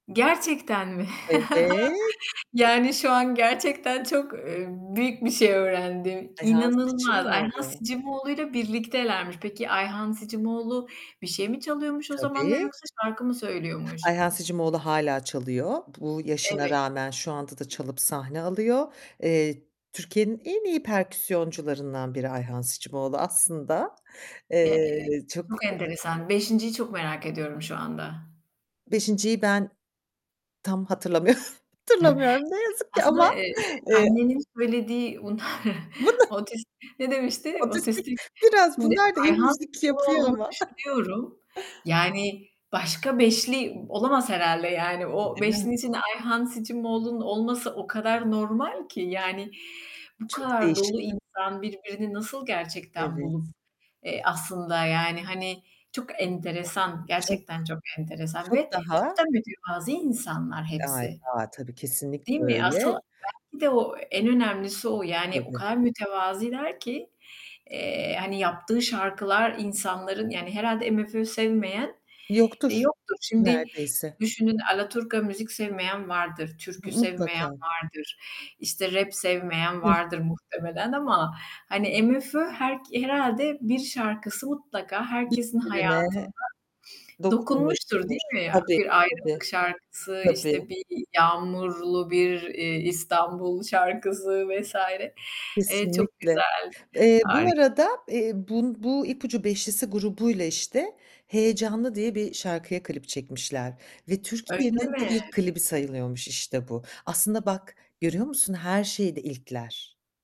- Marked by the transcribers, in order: chuckle; other background noise; distorted speech; static; laughing while speaking: "hatırlamıyo hatırlamıyorum ne yazık ki ama"; chuckle; chuckle; laughing while speaking: "Otistik, biraz bunlar da, iyi müzik yapıyor ama"; chuckle
- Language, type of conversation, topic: Turkish, podcast, Sana en çok ilham veren şarkı hangisi?